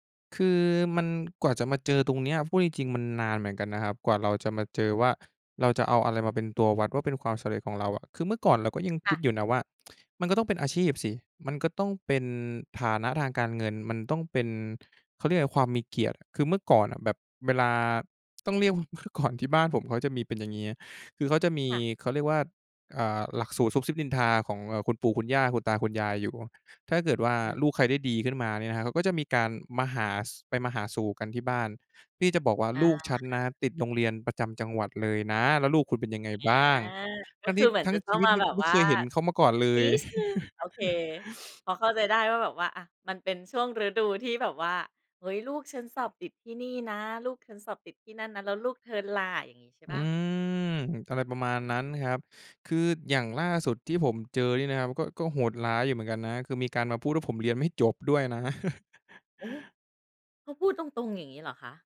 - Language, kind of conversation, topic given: Thai, podcast, สำหรับคุณ ความหมายของความสำเร็จคืออะไร?
- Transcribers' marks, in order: chuckle; drawn out: "อืม"; chuckle